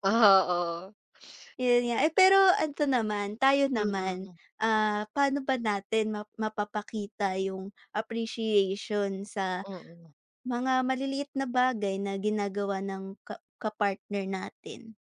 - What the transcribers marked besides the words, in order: laughing while speaking: "Oo"
- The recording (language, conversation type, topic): Filipino, unstructured, Ano ang maliliit na bagay na nagpapasaya sa’yo sa isang relasyon?